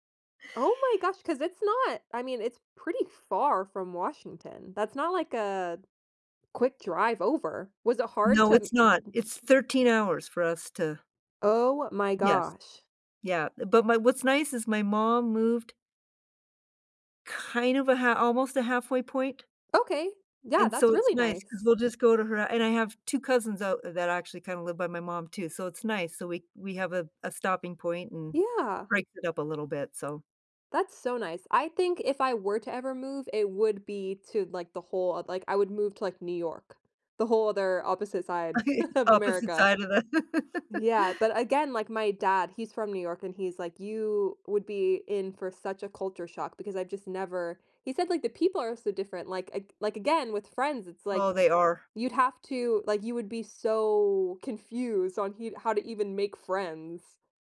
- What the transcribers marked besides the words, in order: surprised: "Oh my gosh, 'cause it's not"; tapping; chuckle; laugh
- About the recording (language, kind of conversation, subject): English, unstructured, What do you like doing for fun with friends?